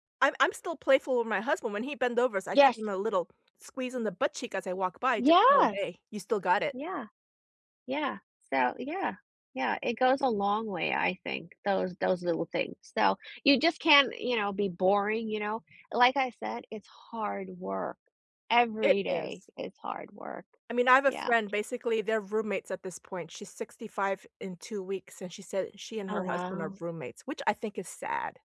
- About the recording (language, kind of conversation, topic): English, unstructured, What do you think causes most breakups in relationships?
- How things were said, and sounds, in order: stressed: "Yes!"; other background noise